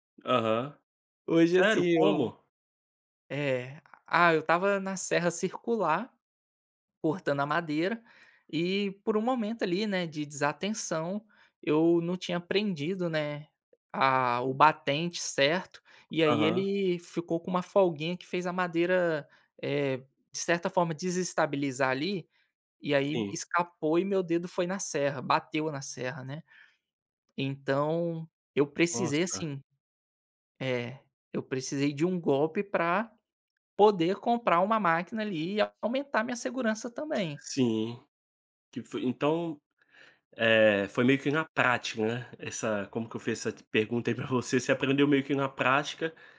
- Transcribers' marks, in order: tapping; other background noise
- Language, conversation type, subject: Portuguese, podcast, Como você equilibra trabalho e vida pessoal com a ajuda de aplicativos?